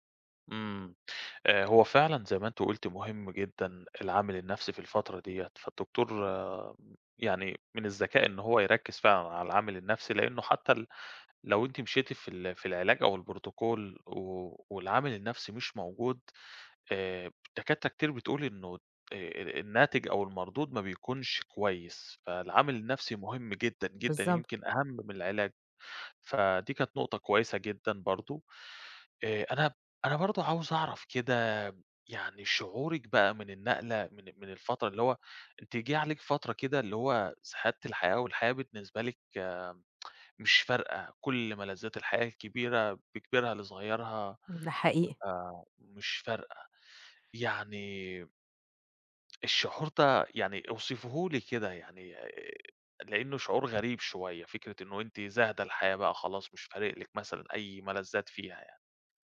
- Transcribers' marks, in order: in English: "الProtocol"; tsk
- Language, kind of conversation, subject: Arabic, advice, إزاي بتتعامل مع المرض اللي بقاله معاك فترة ومع إحساسك إنك تايه ومش عارف هدفك في الحياة؟